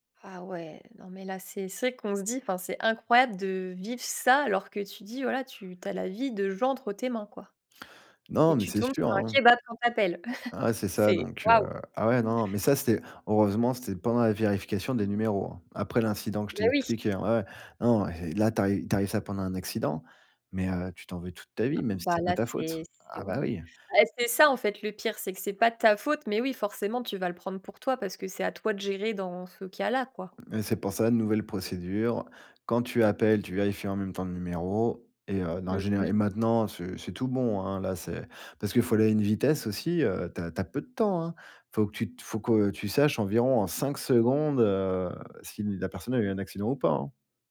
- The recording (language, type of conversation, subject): French, podcast, Quelle est l’erreur professionnelle qui t’a le plus appris ?
- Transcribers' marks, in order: chuckle; stressed: "ta"